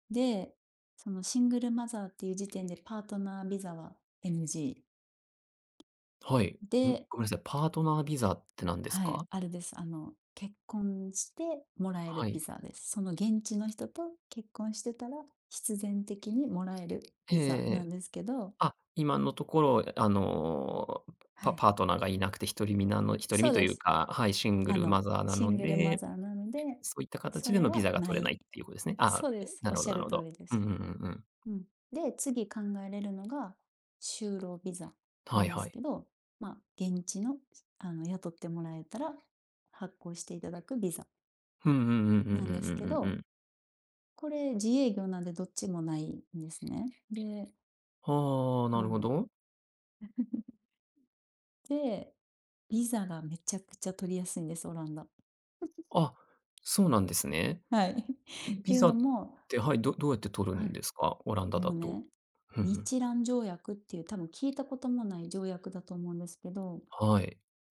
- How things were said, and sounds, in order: tapping; chuckle; chuckle
- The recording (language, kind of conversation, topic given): Japanese, podcast, 新しい町で友達を作るには、まず何をすればいいですか？